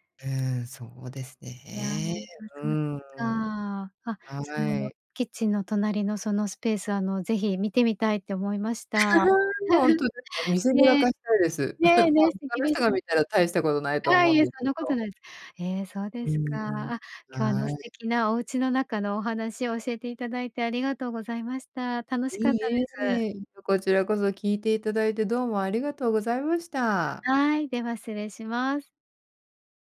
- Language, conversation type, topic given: Japanese, podcast, 家の中で一番居心地のいい場所はどこですか？
- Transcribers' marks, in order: chuckle; laugh; scoff